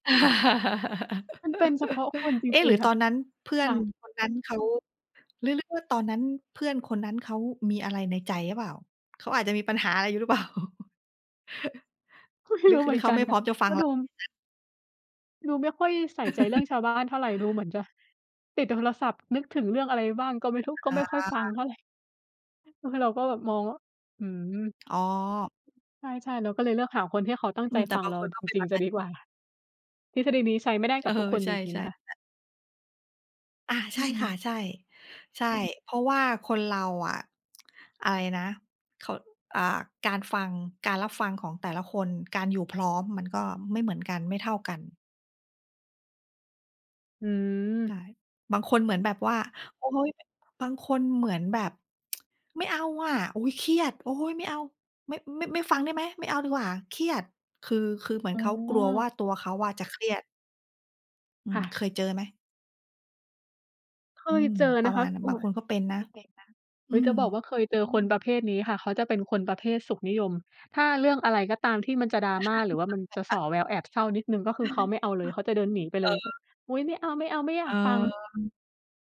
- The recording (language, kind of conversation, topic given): Thai, unstructured, ทำไมการรับฟังกันอย่างตั้งใจถึงช่วยลดความขัดแย้งได้?
- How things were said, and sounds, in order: laugh; chuckle; laughing while speaking: "ไม่รู้"; unintelligible speech; other background noise; chuckle; laughing while speaking: "กว่า"; laughing while speaking: "เออ"; tsk; laugh; unintelligible speech